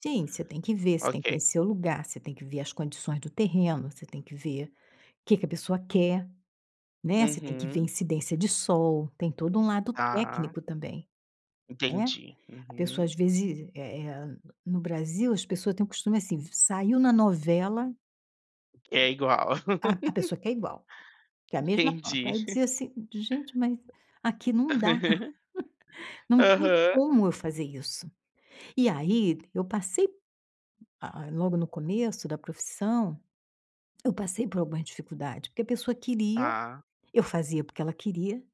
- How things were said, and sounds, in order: tapping; laugh; chuckle
- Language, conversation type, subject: Portuguese, advice, Como posso definir o preço do meu produto e comunicar melhor o valor que ele entrega?